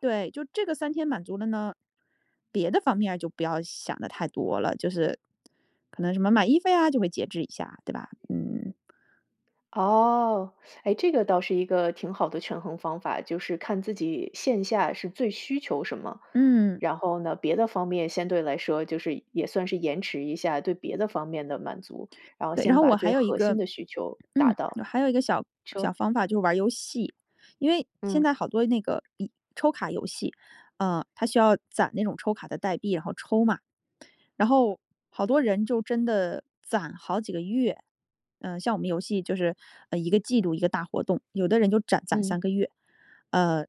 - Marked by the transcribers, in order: none
- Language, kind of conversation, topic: Chinese, podcast, 你怎样教自己延迟满足？